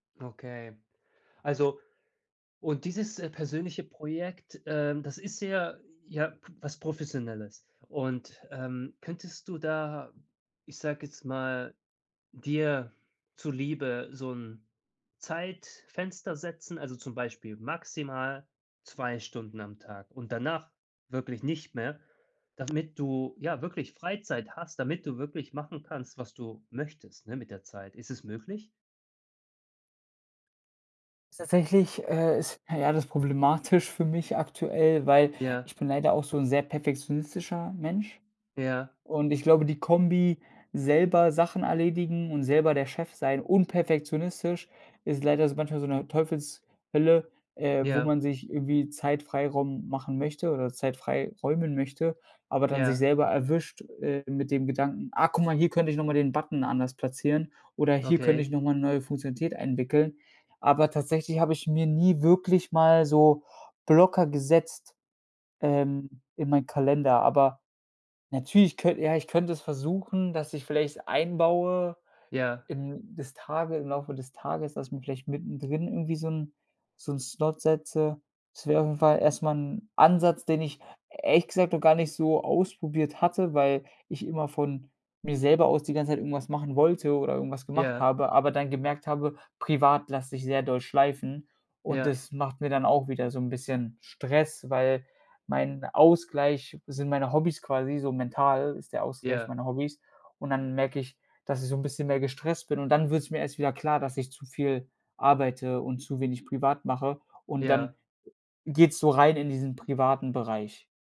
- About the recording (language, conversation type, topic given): German, advice, Wie kann ich im Homeoffice eine klare Tagesstruktur schaffen, damit Arbeit und Privatleben nicht verschwimmen?
- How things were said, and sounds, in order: unintelligible speech; other noise